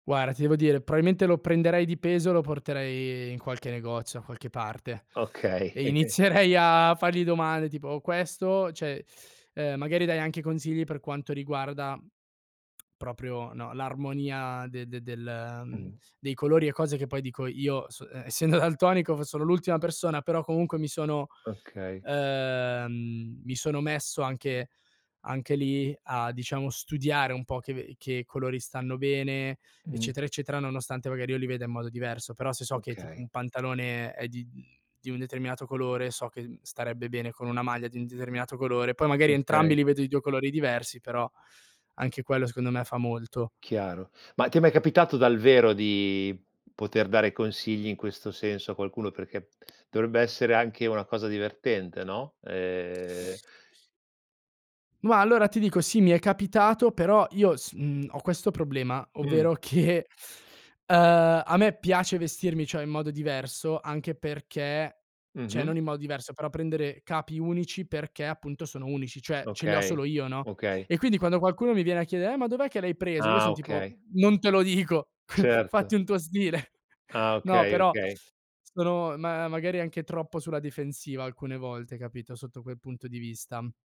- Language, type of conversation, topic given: Italian, podcast, Che cosa significa per te vestirti in modo autentico?
- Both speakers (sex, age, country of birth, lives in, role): male, 18-19, Italy, Italy, guest; male, 45-49, Italy, Italy, host
- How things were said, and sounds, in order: chuckle; laughing while speaking: "inizierei a"; laughing while speaking: "che"; laughing while speaking: "Non te lo dico"; scoff